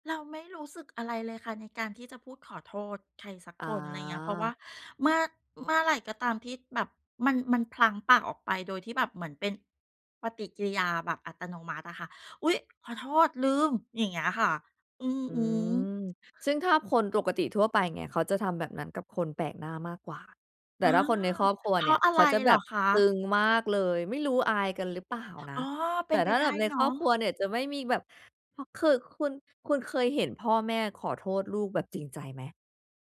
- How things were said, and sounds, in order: none
- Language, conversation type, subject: Thai, podcast, คุณมักขอโทษยังไงเมื่อรู้ว่าทำผิด?